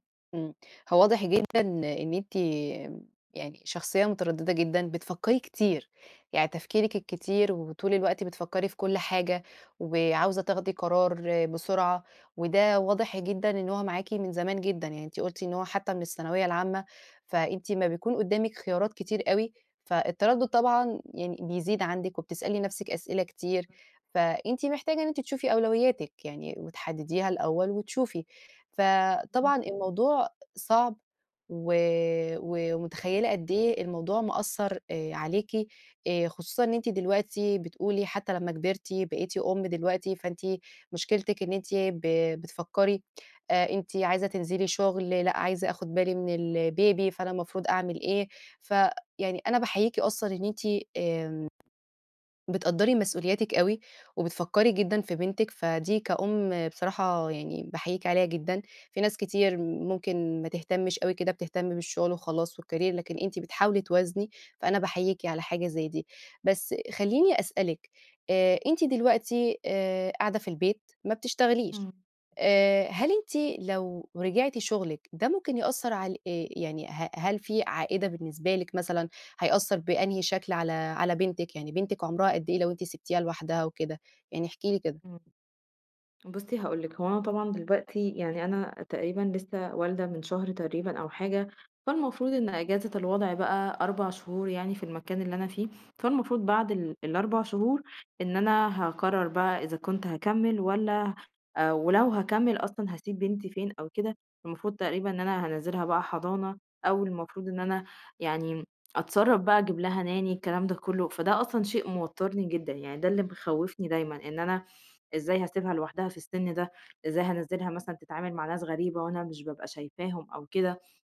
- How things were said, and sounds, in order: tapping; tsk; in English: "الBaby"; in English: "والCareer"; in English: "Nanny"
- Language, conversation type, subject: Arabic, advice, إزاي أوقف التردد المستمر وأاخد قرارات واضحة لحياتي؟